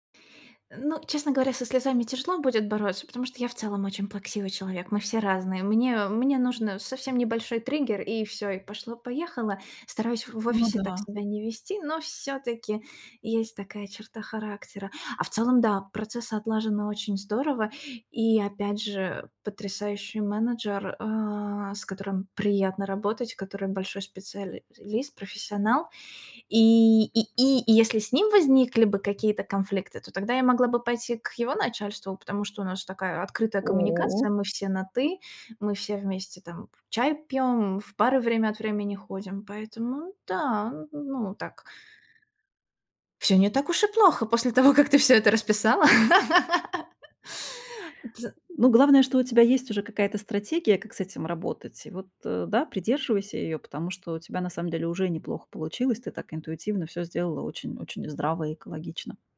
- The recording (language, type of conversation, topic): Russian, advice, Как вы отреагировали, когда ваш наставник резко раскритиковал вашу работу?
- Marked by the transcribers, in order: laugh; other background noise